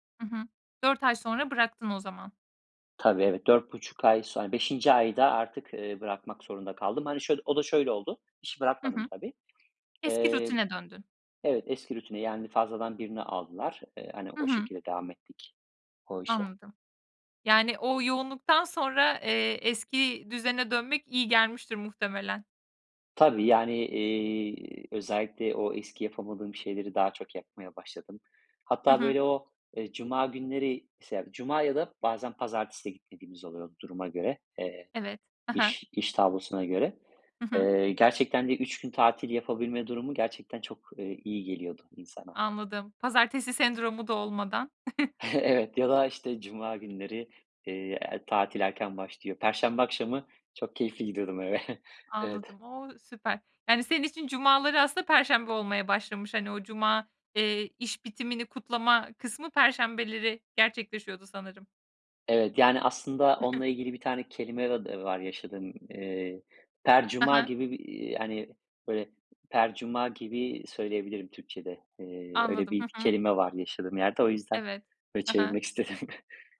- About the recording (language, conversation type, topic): Turkish, podcast, İş ve özel hayat dengesini nasıl kuruyorsun, tavsiyen nedir?
- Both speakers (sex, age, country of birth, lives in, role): female, 25-29, Turkey, Estonia, host; male, 35-39, Turkey, Spain, guest
- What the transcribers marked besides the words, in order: other background noise; unintelligible speech; chuckle; chuckle; chuckle; unintelligible speech; chuckle